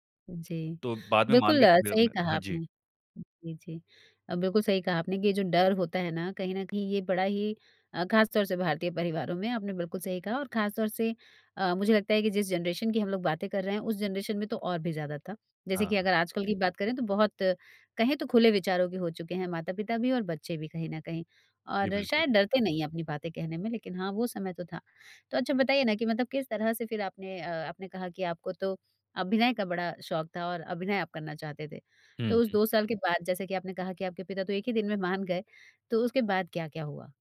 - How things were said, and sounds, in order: in English: "जनरेशन"; in English: "जनरेशन"
- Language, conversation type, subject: Hindi, podcast, अगर कोई आपके जैसा बदलाव करना चाहता हो, तो आप उसे क्या सलाह देंगे?